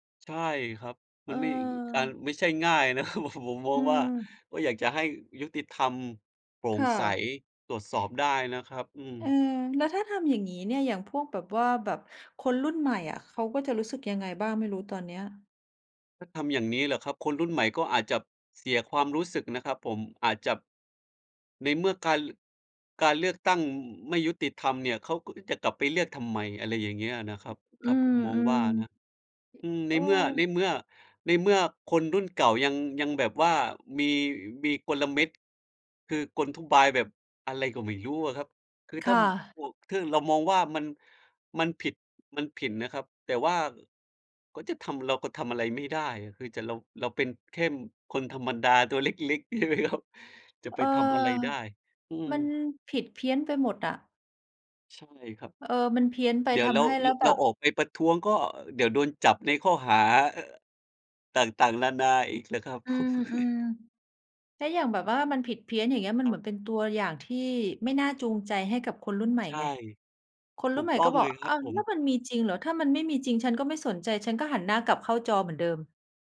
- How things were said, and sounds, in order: laughing while speaking: "นะครับ ผม"; "ทุบาย" said as "อุบาย"; "แค่" said as "เค่น"; laughing while speaking: "ใช่ไหมครับ"; chuckle; other background noise
- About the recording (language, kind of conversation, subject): Thai, unstructured, คุณคิดว่าการเลือกตั้งมีความสำคัญแค่ไหนต่อประเทศ?